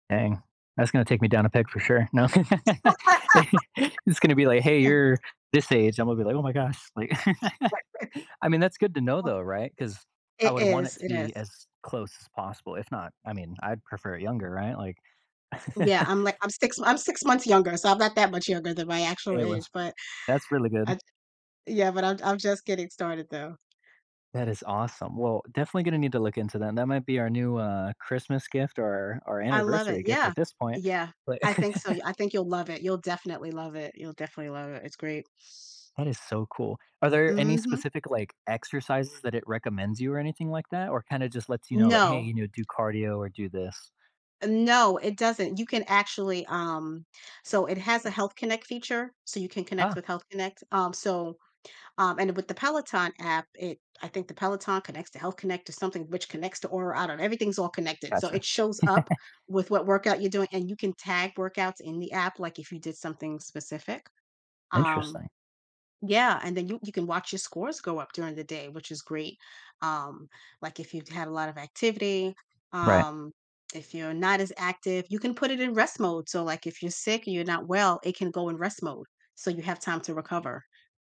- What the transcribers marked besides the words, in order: laugh; unintelligible speech; laugh; tapping; other background noise; laugh; laughing while speaking: "right"; chuckle; laugh; laugh; laugh
- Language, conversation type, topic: English, unstructured, Why do you think being physically active can have a positive effect on your mood?